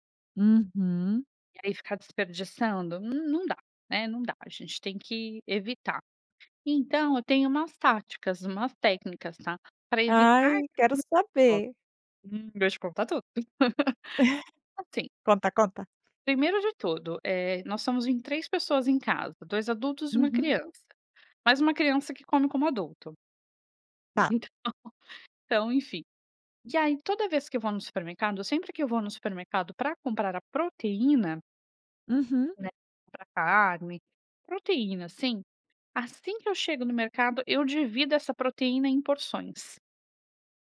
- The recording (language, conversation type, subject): Portuguese, podcast, Como reduzir o desperdício de comida no dia a dia?
- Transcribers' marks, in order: tapping; giggle